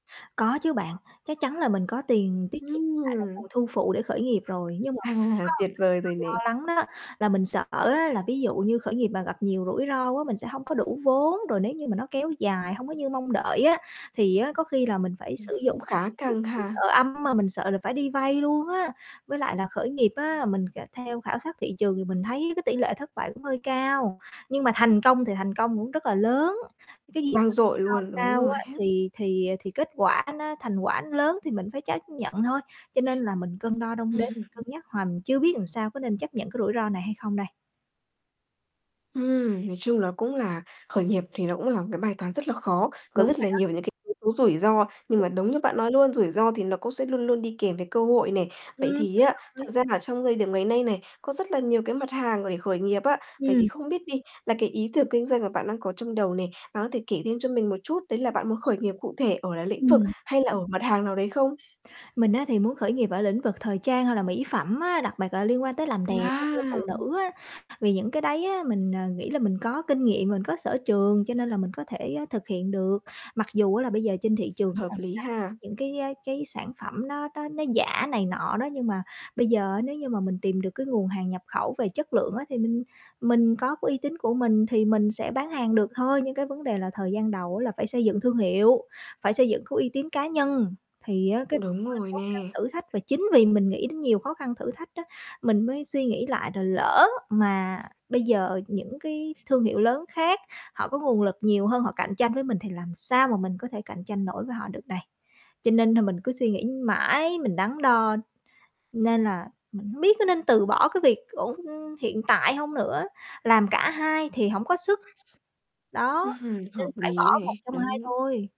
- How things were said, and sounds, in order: distorted speech; tapping; laughing while speaking: "À"; other background noise; "làm" said as "ừn"; "biệt" said as "bặc"; "cái" said as "coái"; "lý" said as "ný"
- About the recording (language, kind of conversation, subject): Vietnamese, advice, Tôi có nên từ bỏ công việc ổn định để khởi nghiệp không?